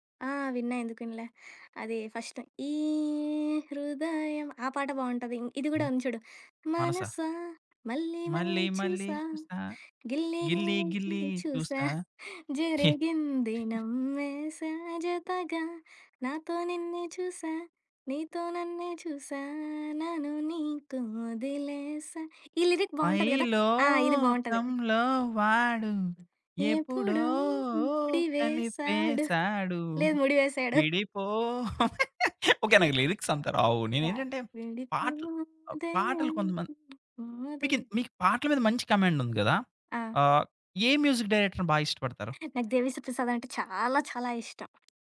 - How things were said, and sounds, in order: singing: "ఈ హృదయం"; singing: "మల్లి మల్లి చుసా. గిల్లీ గిల్లీ చూసా"; singing: "మనసా మల్లి మల్లి చూసా గిల్లి … నను నీకు ఒదిలేస"; giggle; in English: "లిరిక్"; singing: "పై లోకంలో వాడు ఎపుడో కలిపేసాడు. విడిపో!"; other background noise; singing: "ఎపుడో ముడివేసాడు"; chuckle; in English: "లిరిక్స్"; chuckle; singing: "విడిపొదే విడిపోదే"; in English: "మ్యూజిక్ డైరెక్టర్‌ని"; stressed: "చాలా, చాలా"
- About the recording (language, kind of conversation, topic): Telugu, podcast, నీకు హృదయానికి అత్యంత దగ్గరగా అనిపించే పాట ఏది?